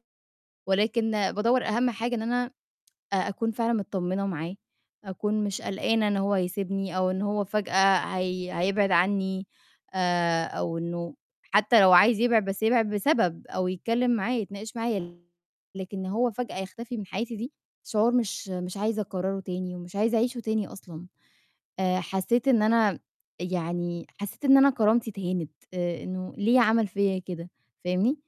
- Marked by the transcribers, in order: tsk; distorted speech
- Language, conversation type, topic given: Arabic, advice, إزاي أتغلب على خوفي من إني أدخل علاقة جديدة بسرعة عشان أنسى اللي فات؟